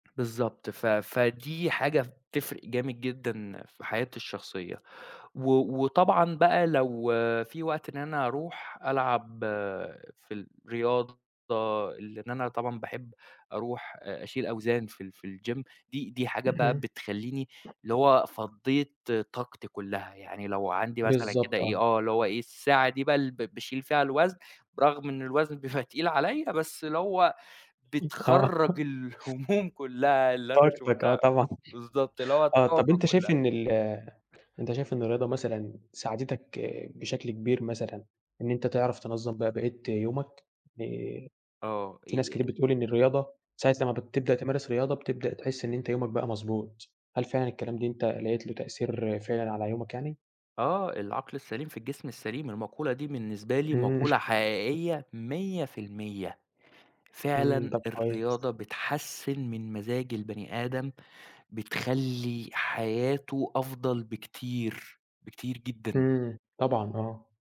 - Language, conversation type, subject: Arabic, podcast, إزاي بتوازن بين الشغل والحياة؟
- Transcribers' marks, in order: in English: "الجيم"; other background noise; laughing while speaking: "آه"; laughing while speaking: "الهموم كلها اللي أنا شُفتها"; chuckle